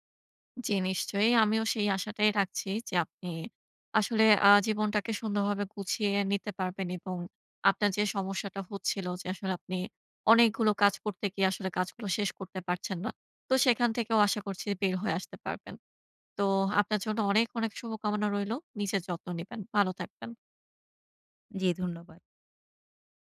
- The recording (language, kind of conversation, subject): Bengali, advice, বহু কাজের মধ্যে কীভাবে একাগ্রতা বজায় রেখে কাজ শেষ করতে পারি?
- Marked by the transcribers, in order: none